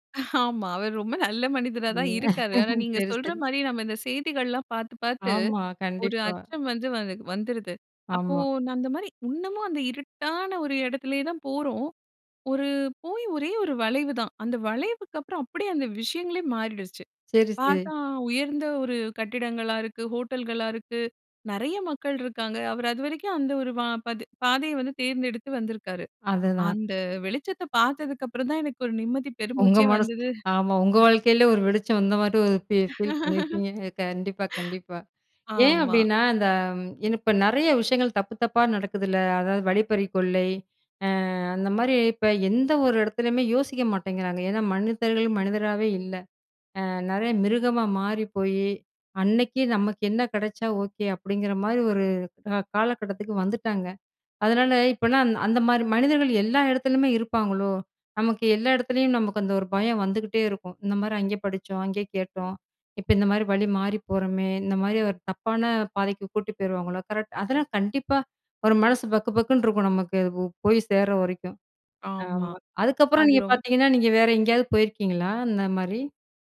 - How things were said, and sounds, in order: laughing while speaking: "ஆமா, அவரு ரொம்ப நல்ல மனிதரா தான் இருக்காரு"; unintelligible speech; laughing while speaking: "சரி, சரி"; other background noise; "அந்தமாரி" said as "நந்தமாரி"; "இன்னமும்" said as "உன்னமும்"; laughing while speaking: "வந்துது"; laugh
- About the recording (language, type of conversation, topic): Tamil, podcast, பயணத்தின் போது உங்களுக்கு ஏற்பட்ட மிகப் பெரிய அச்சம் என்ன, அதை நீங்கள் எப்படிக் கடந்து வந்தீர்கள்?